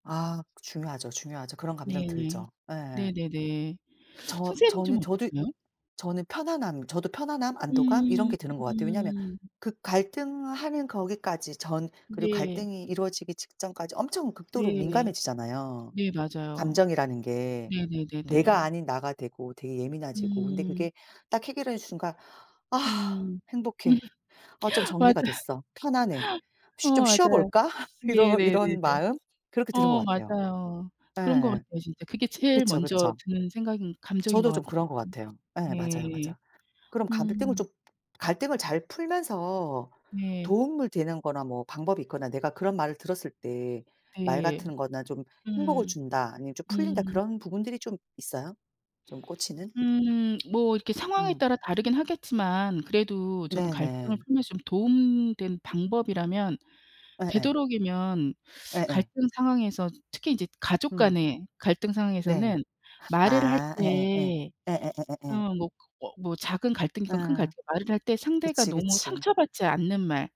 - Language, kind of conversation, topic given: Korean, unstructured, 갈등을 해결한 뒤 가장 행복하다고 느끼는 순간은 언제인가요?
- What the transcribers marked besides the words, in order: other background noise; laughing while speaking: "음 맞아요"; laughing while speaking: "쉬어볼까?' 이러"; tapping